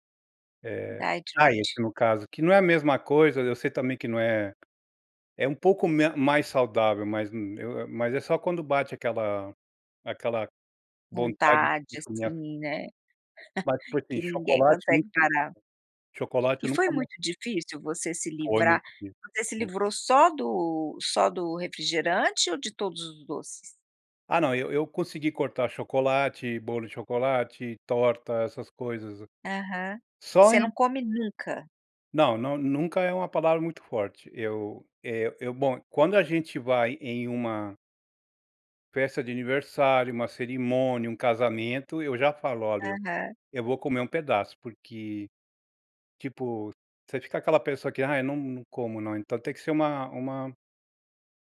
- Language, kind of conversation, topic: Portuguese, podcast, Qual pequena mudança teve grande impacto na sua saúde?
- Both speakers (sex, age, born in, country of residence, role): female, 55-59, Brazil, United States, host; male, 40-44, United States, United States, guest
- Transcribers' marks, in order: tapping; chuckle